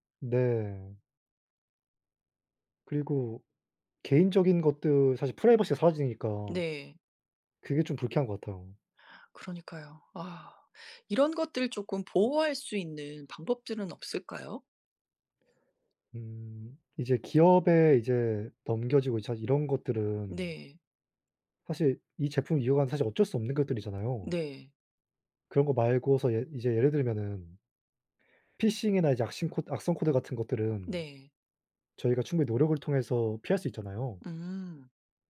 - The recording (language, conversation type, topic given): Korean, unstructured, 기술 발전으로 개인정보가 위험해질까요?
- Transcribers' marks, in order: tapping